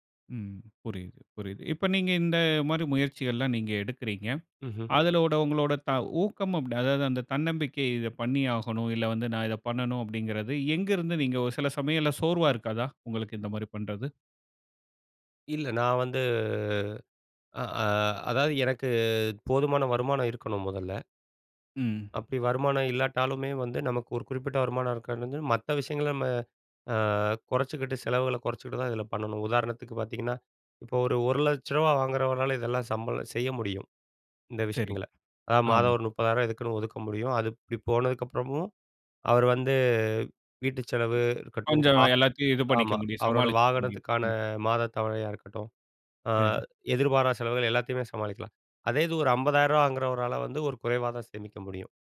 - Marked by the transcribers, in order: drawn out: "வந்து"; "அதாவது" said as "அதாது"; "இருக்காதுன்னு" said as "இருக்கானுது"; other noise
- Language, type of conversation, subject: Tamil, podcast, ஒரு நீண்டகால திட்டத்தை தொடர்ந்து செய்ய நீங்கள் உங்களை எப்படி ஊக்கமுடன் வைத்துக்கொள்வீர்கள்?